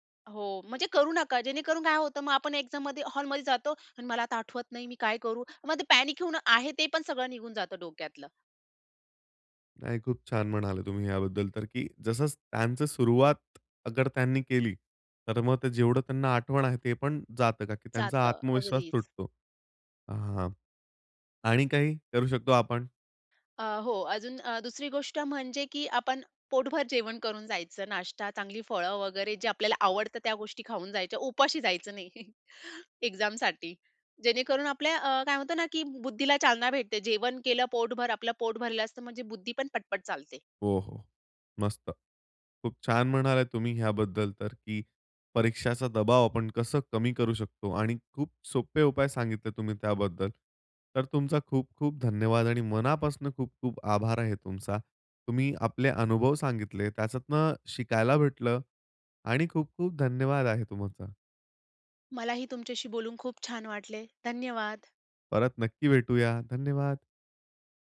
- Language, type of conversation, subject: Marathi, podcast, परीक्षेचा तणाव कमी करण्यासाठी कोणते सोपे उपाय तुम्ही सुचवाल?
- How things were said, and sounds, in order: in English: "एक्झॅाममध्ये"; in English: "पॅनीक"; other background noise; tapping; chuckle; laughing while speaking: "एक्झामसाठी"; in English: "एक्झामसाठी"